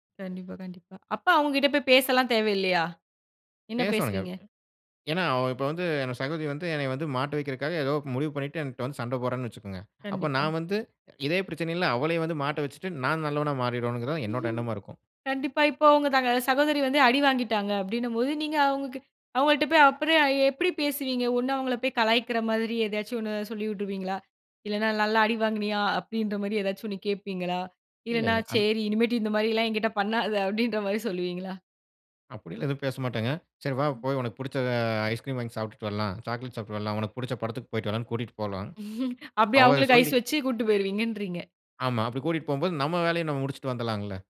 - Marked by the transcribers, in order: other background noise; chuckle; laughing while speaking: "பண்ணாத! அப்பிடின்றமாரி சொல்லுவீங்களா?"; drawn out: "புடுச்ச"; chuckle
- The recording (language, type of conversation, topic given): Tamil, podcast, சண்டை முடிந்த பிறகு உரையாடலை எப்படி தொடங்குவது?